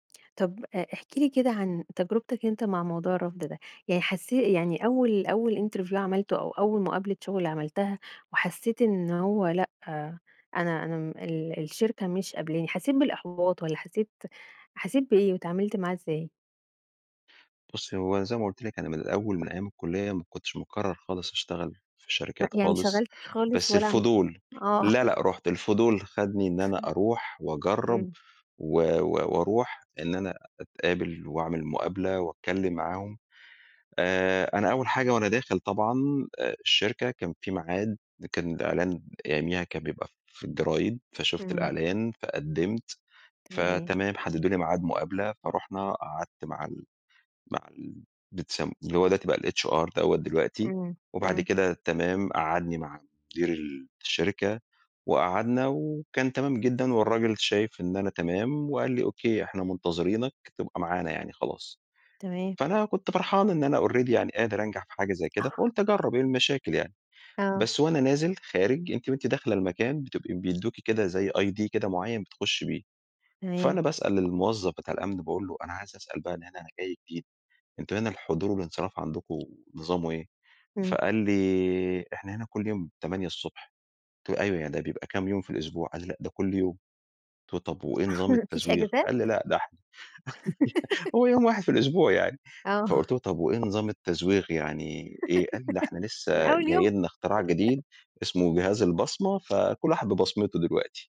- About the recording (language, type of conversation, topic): Arabic, podcast, إيه نصيحتك للخريجين الجدد؟
- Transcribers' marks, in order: tapping; in English: "interview"; other noise; in English: "الHR"; in English: "already"; in English: "ID"; chuckle; laugh; giggle; giggle; chuckle